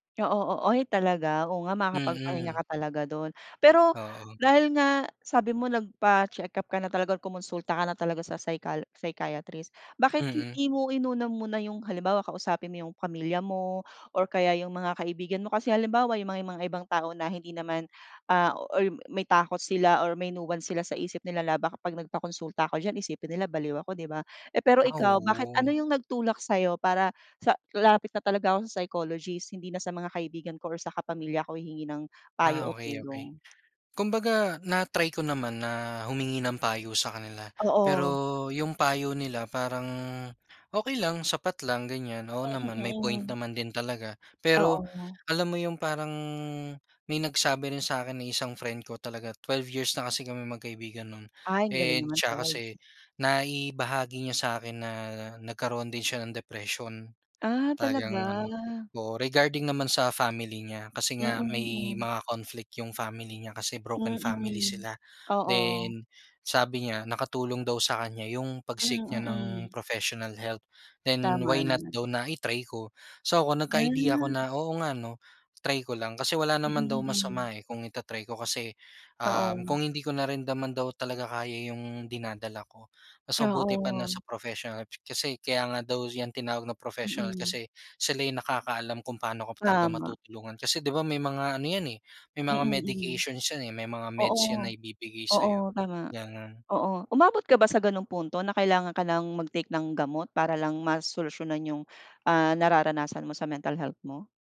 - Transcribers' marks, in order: other background noise; tapping; in English: "nuance"; drawn out: "talaga?"
- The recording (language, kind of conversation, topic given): Filipino, podcast, Ano ang mga simpleng gawi mo para mapangalagaan ang kalusugan ng isip mo?